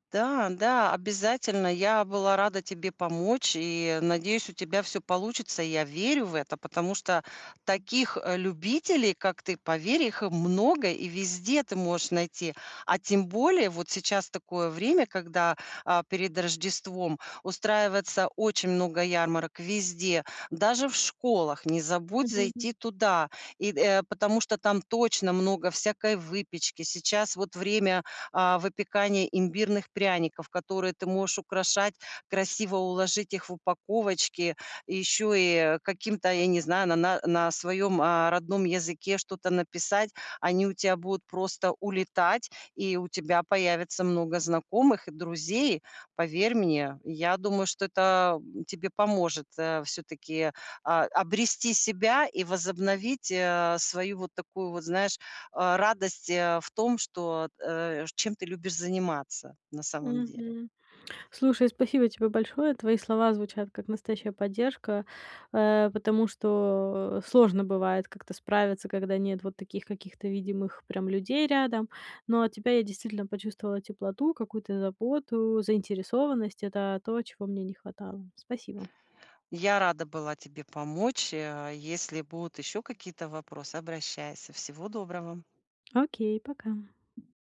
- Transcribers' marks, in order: tapping; other background noise
- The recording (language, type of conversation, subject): Russian, advice, Как мне снова находить радость в простых вещах?